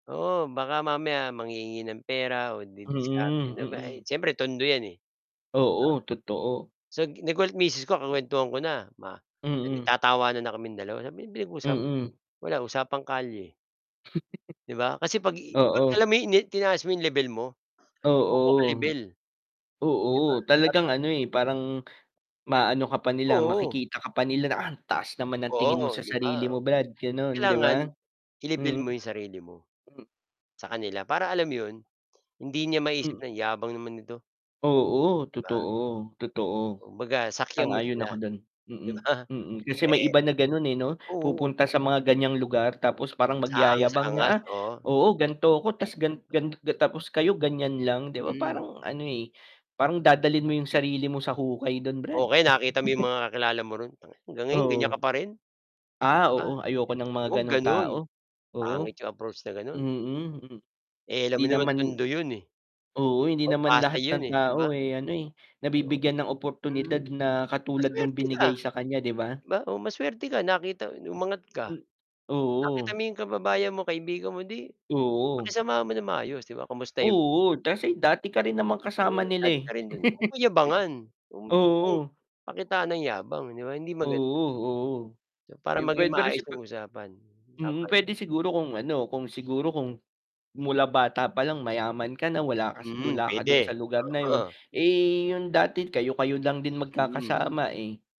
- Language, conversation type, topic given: Filipino, unstructured, Ano ang ginagawa mo kapag may taong palaging masama ang pagsagot sa iyo?
- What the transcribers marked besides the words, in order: distorted speech; chuckle; tapping; static; other noise; laughing while speaking: "'di ba"; chuckle; other background noise; chuckle